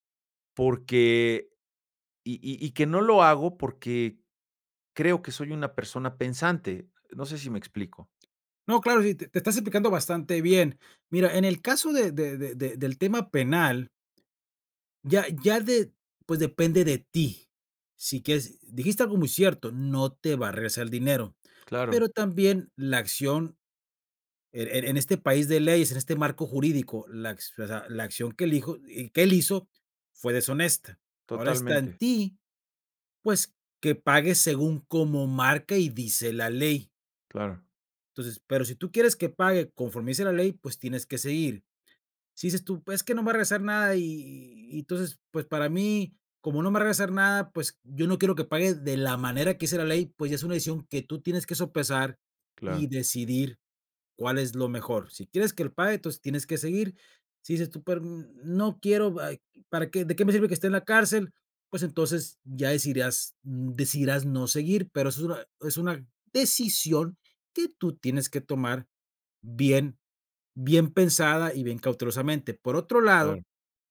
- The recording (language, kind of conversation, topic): Spanish, advice, ¿Cómo puedo manejar la fatiga y la desmotivación después de un fracaso o un retroceso?
- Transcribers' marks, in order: none